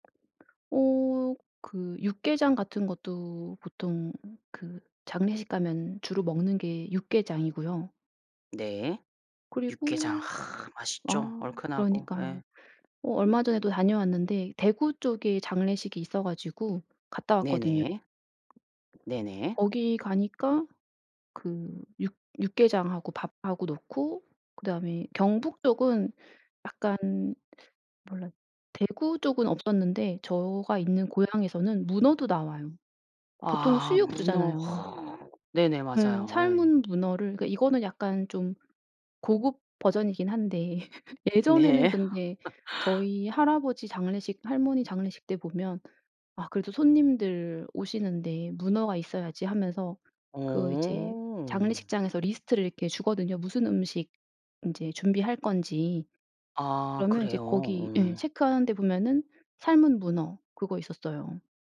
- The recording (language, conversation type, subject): Korean, podcast, 지역마다 잔치 음식이 어떻게 다른지 느껴본 적이 있나요?
- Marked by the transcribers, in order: other background noise; laughing while speaking: "한데"; laugh